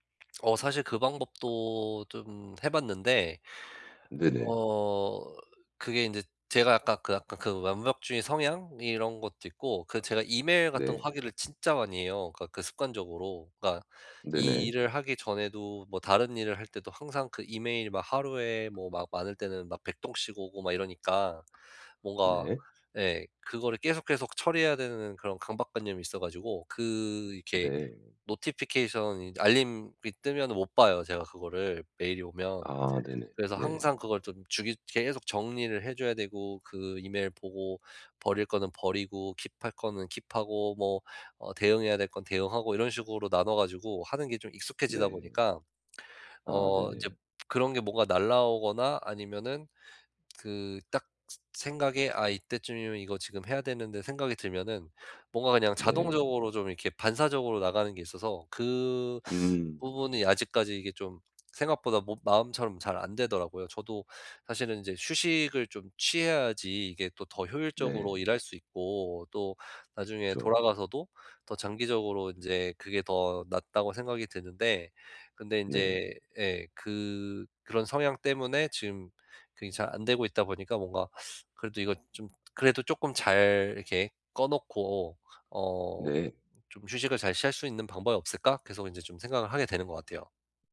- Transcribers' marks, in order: swallow; in English: "노티피케이션"; in English: "킵할"; in English: "킵하고"; teeth sucking; other background noise
- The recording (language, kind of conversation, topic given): Korean, advice, 효과적으로 휴식을 취하려면 어떻게 해야 하나요?